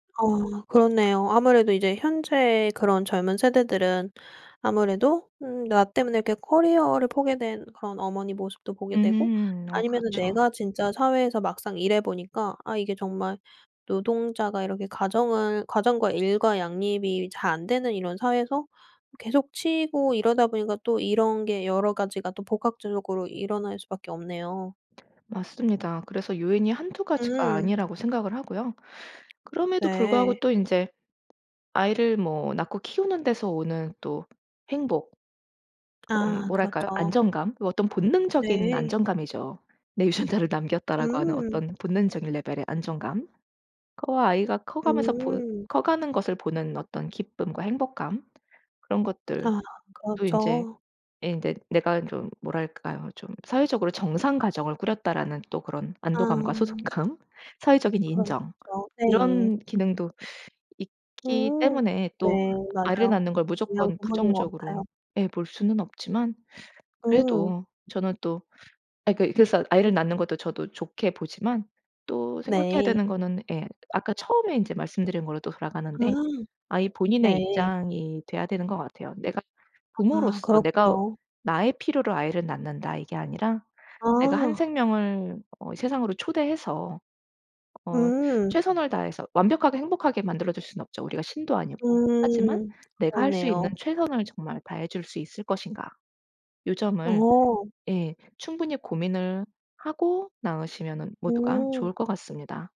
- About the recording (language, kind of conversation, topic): Korean, podcast, 아이를 가질지 말지 고민할 때 어떤 요인이 가장 결정적이라고 생각하시나요?
- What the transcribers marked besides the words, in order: other background noise; tapping; laughing while speaking: "'내 유전자를"